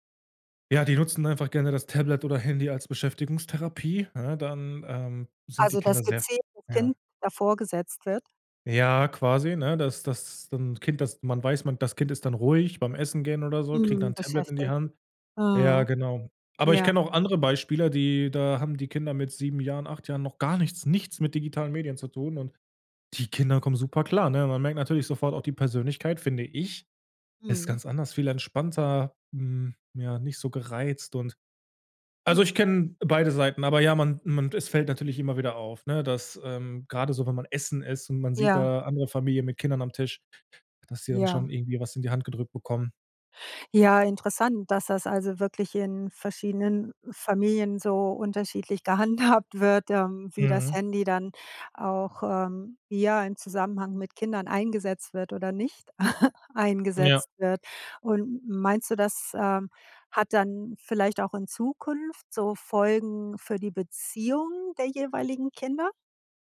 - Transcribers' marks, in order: other background noise; stressed: "gar"; stressed: "nichts"; stressed: "ich"; laughing while speaking: "gehandhabt"; giggle
- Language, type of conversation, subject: German, podcast, Wie beeinflusst dein Handy deine Beziehungen im Alltag?